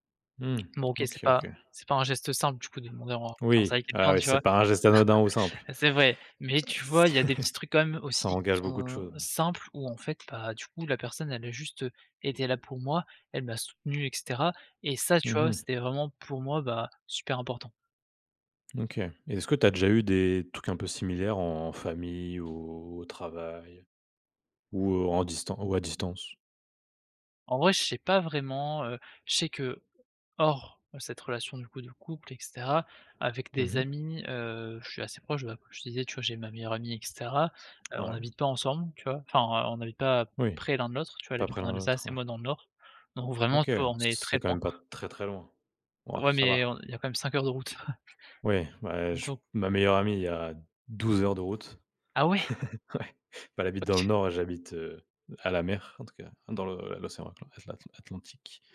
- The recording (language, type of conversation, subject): French, podcast, Quels gestes simples renforcent la confiance au quotidien ?
- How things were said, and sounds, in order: chuckle; laughing while speaking: "c'est"; tapping; stressed: "ça"; other noise; stressed: "hors"; chuckle; chuckle; laughing while speaking: "Ouais"; surprised: "Ah, ouais !"